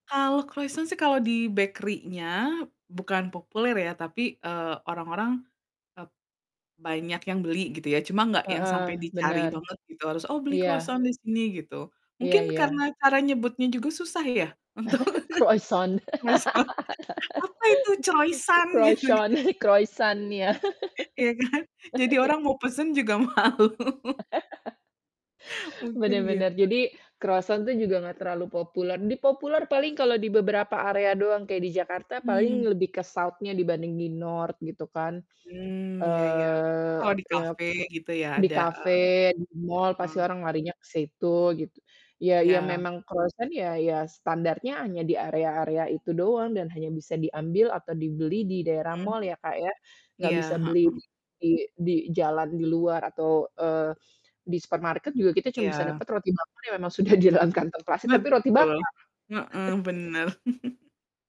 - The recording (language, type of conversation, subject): Indonesian, unstructured, Mana yang lebih menggugah selera: roti bakar atau roti bulan sabit?
- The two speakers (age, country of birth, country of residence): 35-39, Indonesia, United States; 45-49, Indonesia, United States
- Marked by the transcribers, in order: other background noise; tapping; chuckle; laugh; laughing while speaking: "untuk, mesen"; put-on voice: "Apa itu Croisan?"; chuckle; laughing while speaking: "Iya, kan"; laugh; laughing while speaking: "malu"; laugh; in English: "south-nya"; in English: "north"; distorted speech; laughing while speaking: "sudah di dalam kantong"; chuckle